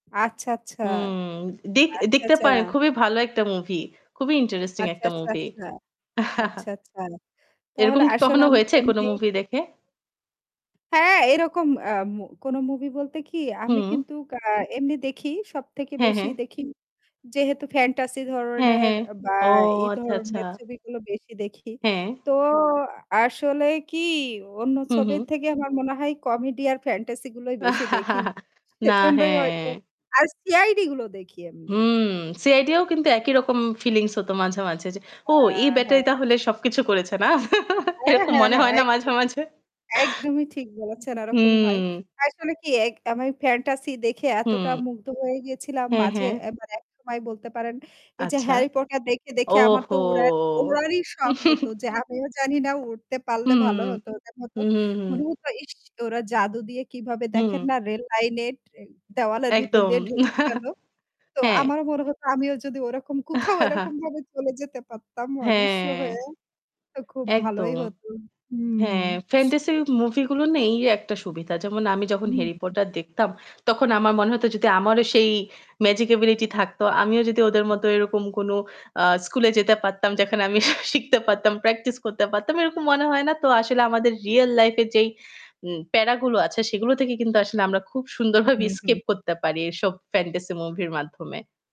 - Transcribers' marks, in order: static; other background noise; chuckle; chuckle; laughing while speaking: "সেজন্যই হয়তো"; distorted speech; chuckle; laughing while speaking: "এরকম মনে হয় না মাঝে মাঝে?"; drawn out: "ওহো!"; chuckle; unintelligible speech; chuckle; chuckle; laughing while speaking: "কোথাও"; other noise; chuckle; tapping; laughing while speaking: "সুন্দরভাবে"
- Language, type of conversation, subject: Bengali, unstructured, কোন ধরনের সিনেমা দেখতে আপনার সবচেয়ে বেশি ভালো লাগে?